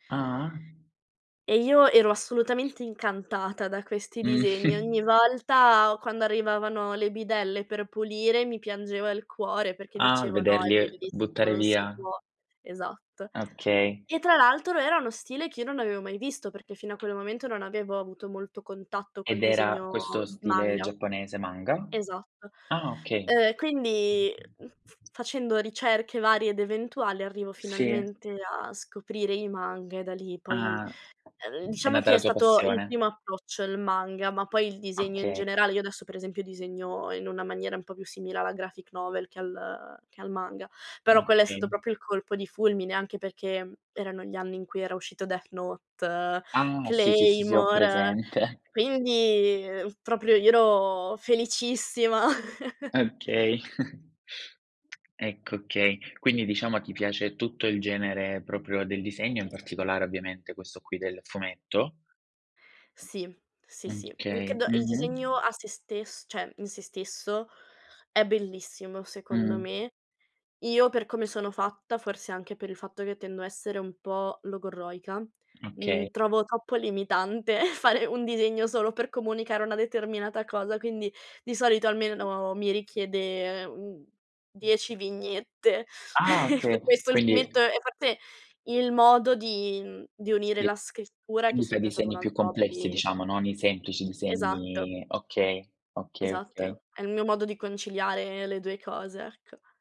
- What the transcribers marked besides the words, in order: other background noise; chuckle; in Japanese: "manga"; in Japanese: "manga?"; in Japanese: "manga"; in Japanese: "manga"; in English: "graphic novel"; in Japanese: "manga"; laughing while speaking: "presente"; chuckle; "cioè" said as "ceh"; tapping; laughing while speaking: "limitante"; chuckle
- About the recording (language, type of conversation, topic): Italian, podcast, Quale consiglio pratico daresti a chi vuole cominciare domani?